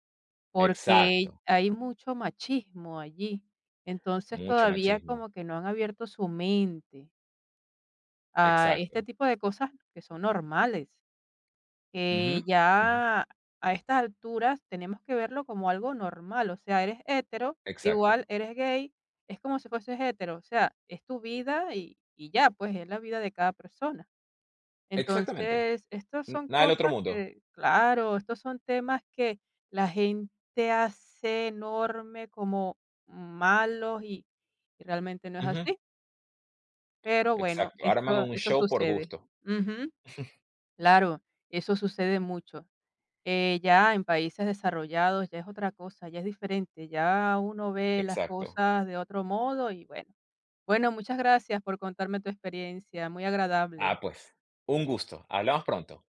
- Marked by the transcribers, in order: chuckle
- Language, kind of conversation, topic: Spanish, podcast, ¿Te ha pasado que conociste a alguien justo cuando más lo necesitabas?